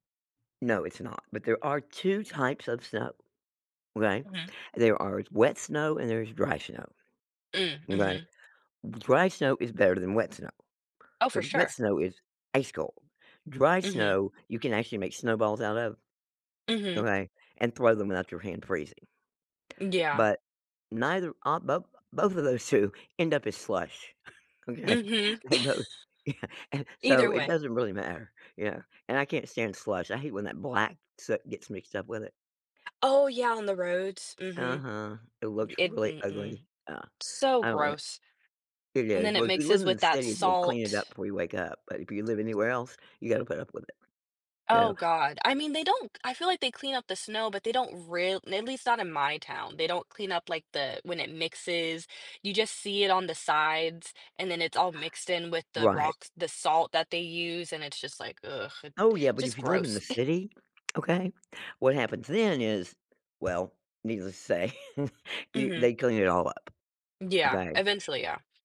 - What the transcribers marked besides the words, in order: tapping; laughing while speaking: "okay? They both yeah"; chuckle; other background noise; chuckle; chuckle
- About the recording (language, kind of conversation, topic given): English, unstructured, Which do you prefer, summer or winter?
- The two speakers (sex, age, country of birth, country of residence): female, 20-24, United States, United States; female, 65-69, United States, United States